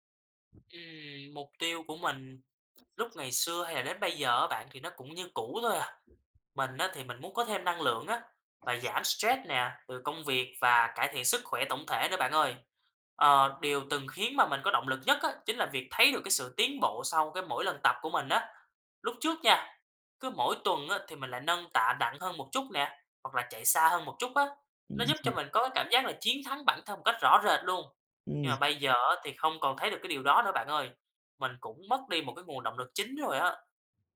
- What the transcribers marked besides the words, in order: tapping; other background noise
- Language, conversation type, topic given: Vietnamese, advice, Vì sao bạn bị mất động lực tập thể dục đều đặn?